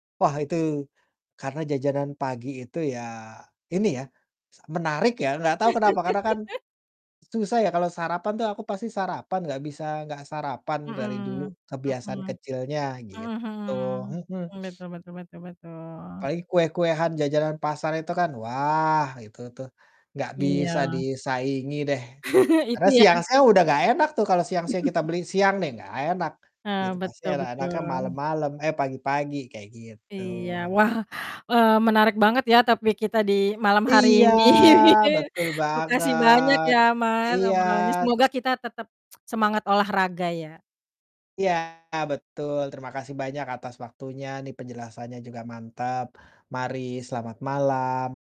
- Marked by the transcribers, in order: laugh; static; sniff; other background noise; chuckle; chuckle; tapping; drawn out: "Iya"; laugh; tsk; distorted speech
- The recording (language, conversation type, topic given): Indonesian, unstructured, Bagaimana olahraga bisa membuat kamu merasa lebih bahagia?